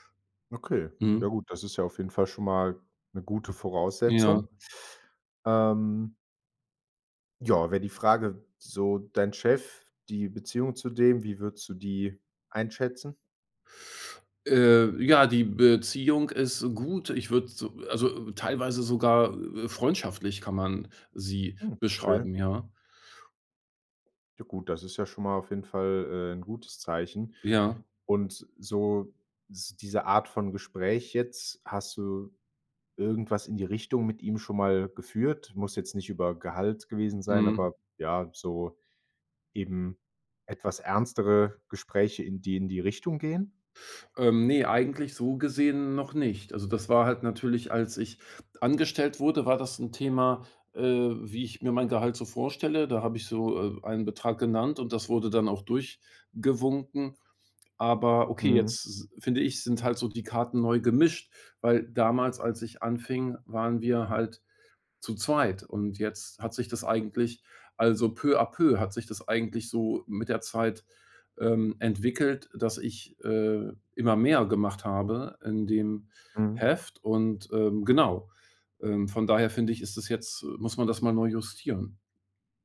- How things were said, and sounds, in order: none
- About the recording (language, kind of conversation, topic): German, advice, Wie kann ich mit meinem Chef ein schwieriges Gespräch über mehr Verantwortung oder ein höheres Gehalt führen?